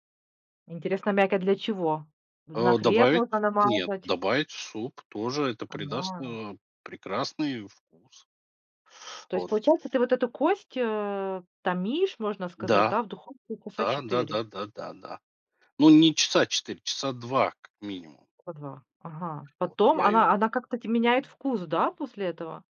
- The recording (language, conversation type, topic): Russian, podcast, Что самое важное нужно учитывать при приготовлении супов?
- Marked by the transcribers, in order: other background noise; tapping